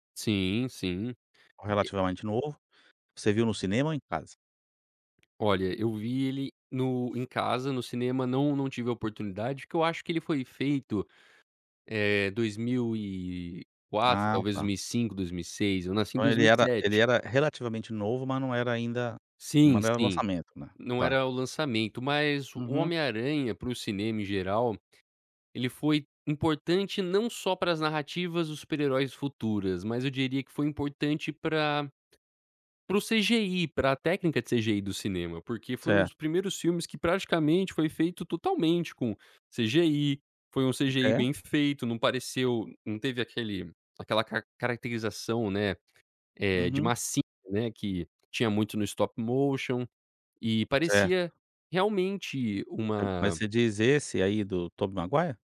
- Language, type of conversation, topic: Portuguese, podcast, Me conta sobre um filme que marcou sua vida?
- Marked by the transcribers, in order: "massinha" said as "massin"; "Certo" said as "cer"